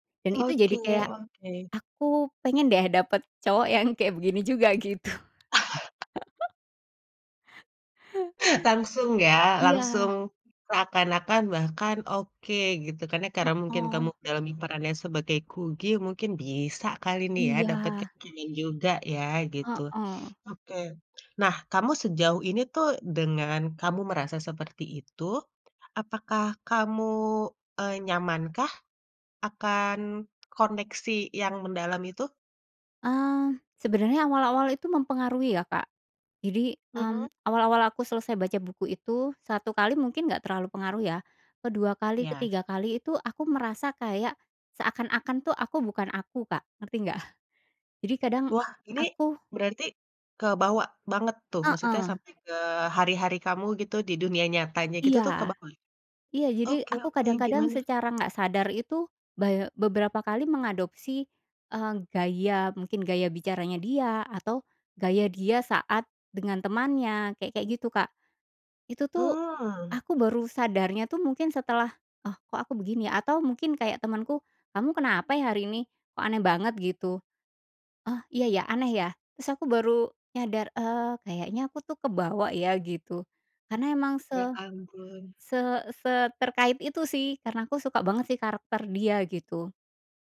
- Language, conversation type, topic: Indonesian, podcast, Kenapa karakter fiksi bisa terasa seperti teman dekat bagi kita?
- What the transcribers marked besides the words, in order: chuckle; other background noise; giggle; laughing while speaking: "nggak?"